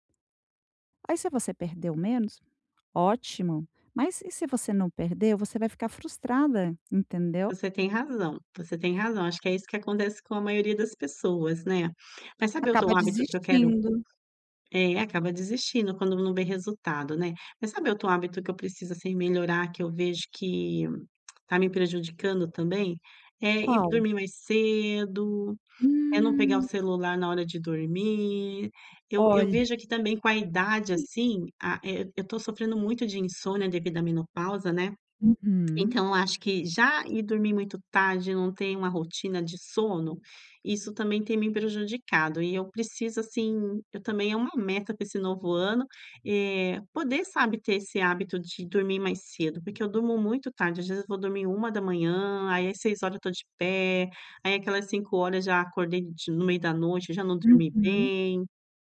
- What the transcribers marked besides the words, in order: unintelligible speech
- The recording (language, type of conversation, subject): Portuguese, advice, Como posso estabelecer hábitos para manter a consistência e ter energia ao longo do dia?